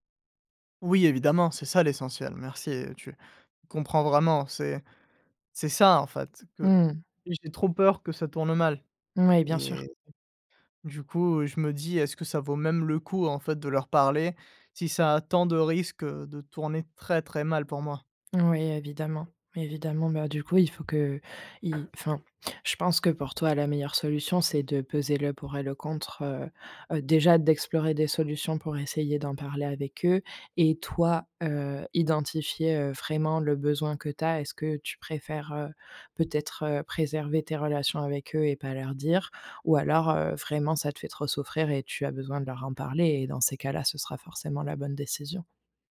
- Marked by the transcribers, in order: stressed: "ça"; tapping
- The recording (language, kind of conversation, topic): French, advice, Pourquoi caches-tu ton identité pour plaire à ta famille ?